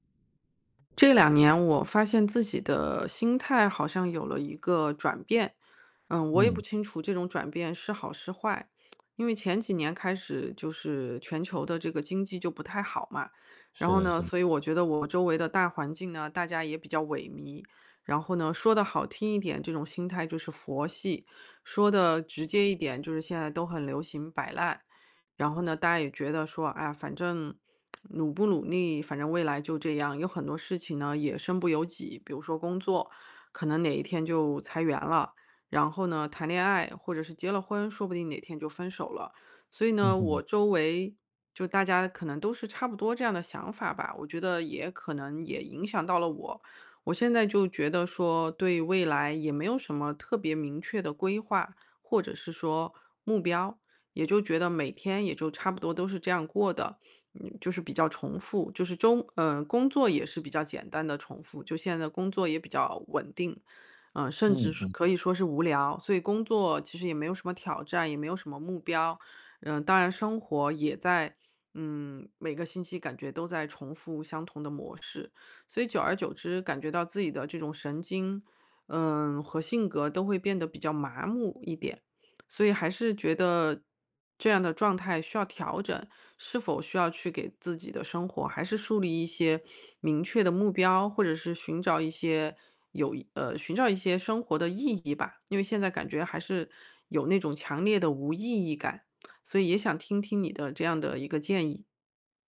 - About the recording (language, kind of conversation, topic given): Chinese, advice, 我该如何确定一个既有意义又符合我的核心价值观的目标？
- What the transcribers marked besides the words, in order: lip smack; other background noise